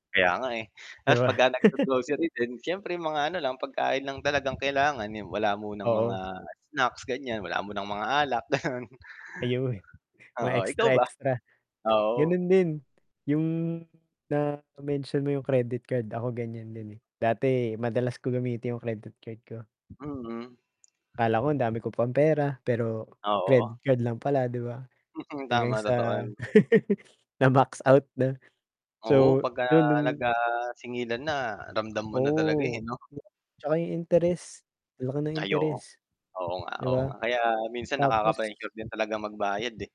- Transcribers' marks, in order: static; mechanical hum; chuckle; tapping; wind; laughing while speaking: "gano'n"; distorted speech; chuckle; sniff; other background noise
- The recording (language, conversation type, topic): Filipino, unstructured, Ano ang simpleng paraan na ginagawa mo para makatipid buwan-buwan?